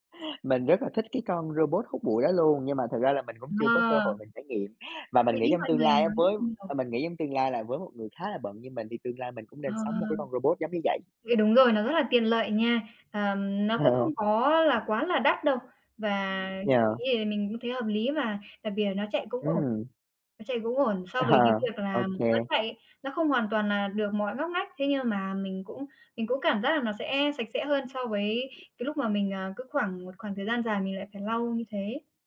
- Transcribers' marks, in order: tapping; other background noise; unintelligible speech; chuckle; other noise; laughing while speaking: "À"
- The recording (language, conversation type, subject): Vietnamese, unstructured, Bạn thường làm gì để giữ cho không gian sống của mình luôn gọn gàng và ngăn nắp?